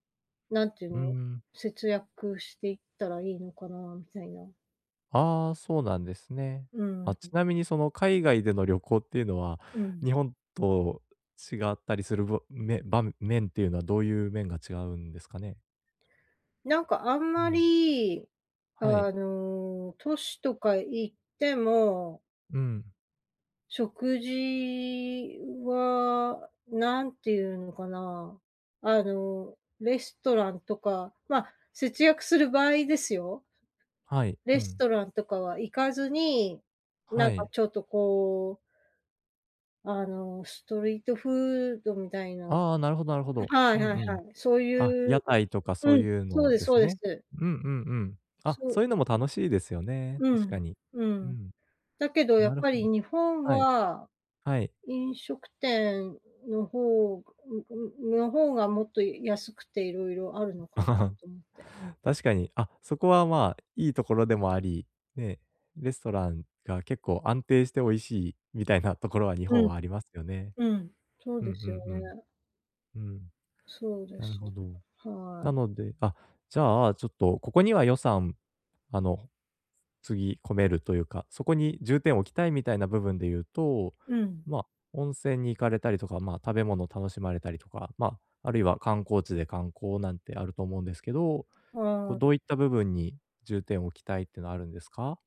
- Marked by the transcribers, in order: in English: "ストリートフード"; laugh
- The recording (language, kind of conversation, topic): Japanese, advice, 予算が少なくても旅行やお出かけを楽しむにはどうしたらいいですか？